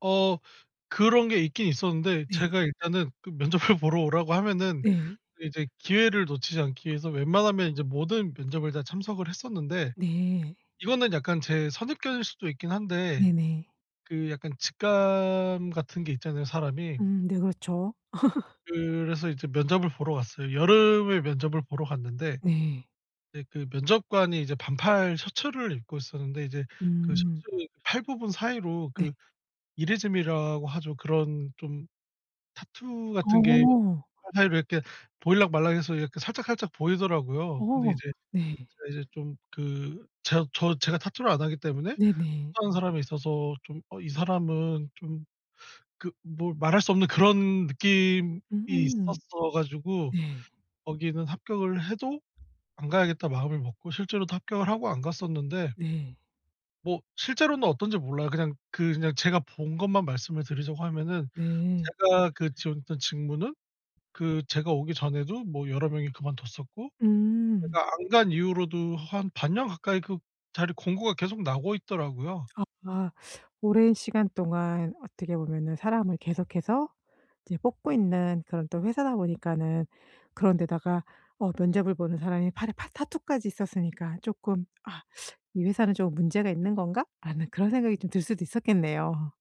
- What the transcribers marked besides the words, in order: laughing while speaking: "면접을"; other background noise; laugh; in Japanese: "이레즈미라고"; door
- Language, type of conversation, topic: Korean, podcast, 변화가 두려울 때 어떻게 결심하나요?